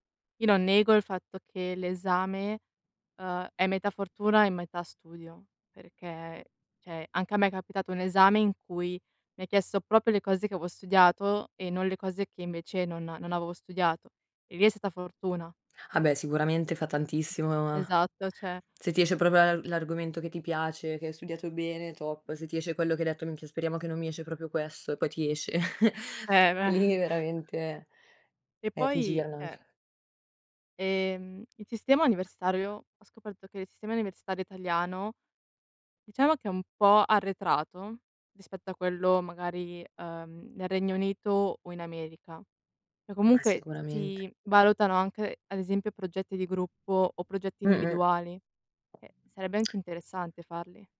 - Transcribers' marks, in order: "cioè" said as "ceh"; "proprio" said as "propio"; tapping; "cioè" said as "ceh"; "proprio" said as "propio"; in English: "top"; laughing while speaking: "beh"; chuckle; "cioè" said as "ceh"; background speech; "Cioè" said as "ceh"
- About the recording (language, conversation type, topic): Italian, unstructured, È giusto giudicare un ragazzo solo in base ai voti?